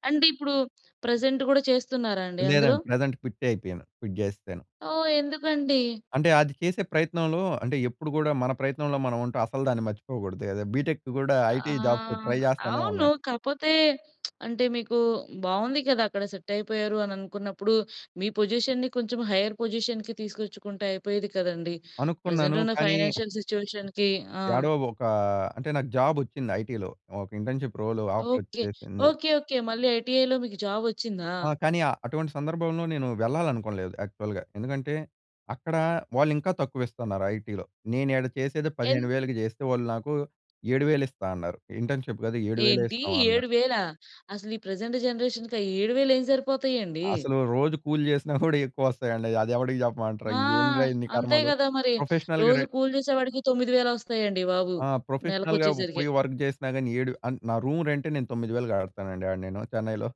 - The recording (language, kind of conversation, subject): Telugu, podcast, మీ కొత్త ఉద్యోగం మొదటి రోజు మీకు ఎలా అనిపించింది?
- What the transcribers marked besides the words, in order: in English: "ప్రెజెంట్"; in English: "ప్రెజెంట్"; in English: "క్విట్"; in English: "బీటెక్"; in English: "ఐటీ జాబ్స్ ట్రై"; lip smack; in English: "సెట్"; in English: "పొజిషన్‌ని"; in English: "హైయర్ పొజిషన్‌కి"; in English: "ప్రెజెంట్"; in English: "ఫైనాన్షియల్ సిచ్యుయేషన్‌కి"; in English: "జాబ్"; in English: "ఐటీ‌లో"; in English: "ఇంటర్న్‌షిప్ రోల్ ఆఫర్"; in English: "ఐటీఐలో"; in English: "జాబ్"; in English: "యాక్చువల్‌గా"; in English: "ఐటీ‌లో"; in English: "ఇంటర్న్‌షిప్"; in English: "ప్రెజెంట్ జనరేషన్‌కి"; chuckle; in English: "ప్రొఫెషనల్‌గా"; in English: "ప్రొఫెషనల్‌గా"; in English: "వర్క్"; in English: "రూమ్"